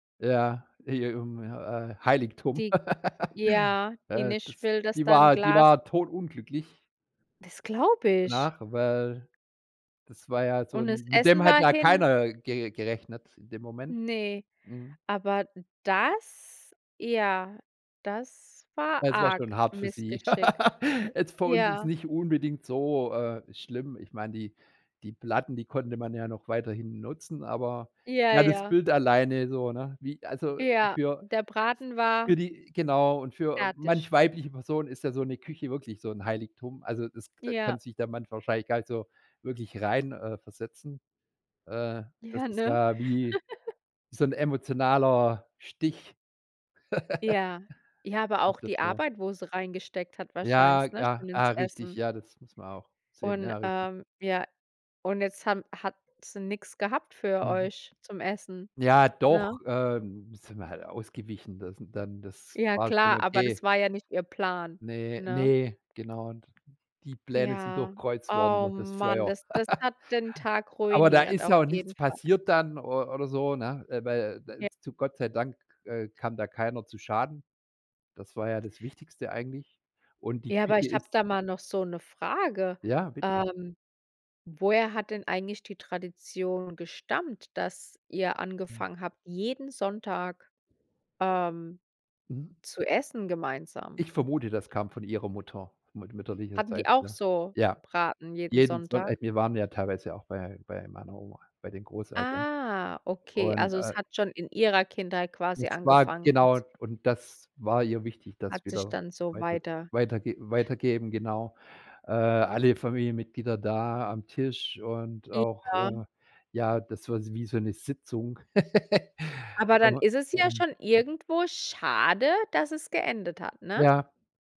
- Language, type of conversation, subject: German, podcast, Welche Tradition gibt es in deiner Familie, und wie läuft sie genau ab?
- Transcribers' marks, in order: laugh; drawn out: "das"; laugh; laugh; laugh; unintelligible speech; laugh; stressed: "jeden"; drawn out: "Ah"; stressed: "ihrer"; laugh